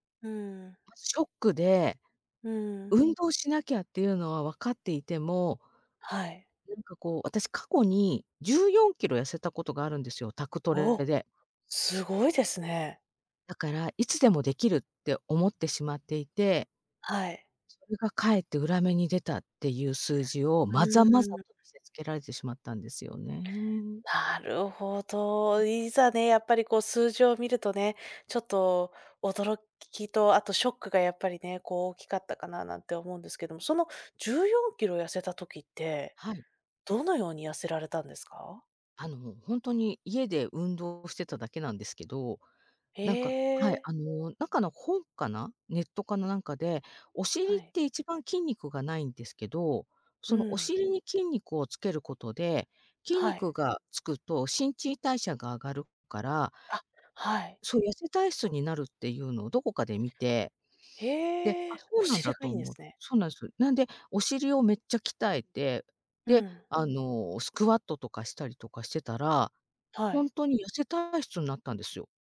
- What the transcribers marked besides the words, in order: other noise
- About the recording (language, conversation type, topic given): Japanese, advice, 健康上の問題や診断を受けた後、生活習慣を見直す必要がある状況を説明していただけますか？